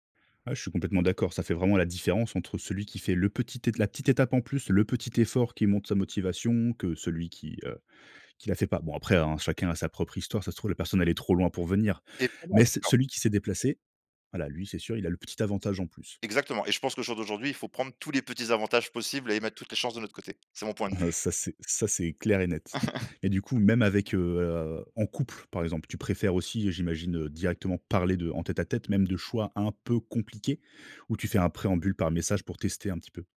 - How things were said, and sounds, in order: chuckle; other background noise; stressed: "parler"
- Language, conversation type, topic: French, podcast, Préférez-vous les messages écrits ou une conversation en face à face ?